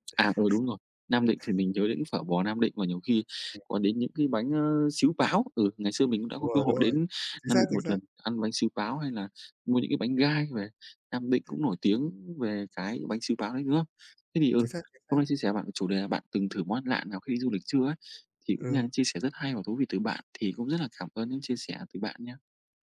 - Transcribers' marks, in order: tapping; other background noise
- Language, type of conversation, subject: Vietnamese, unstructured, Bạn đã từng thử món ăn lạ nào khi đi du lịch chưa?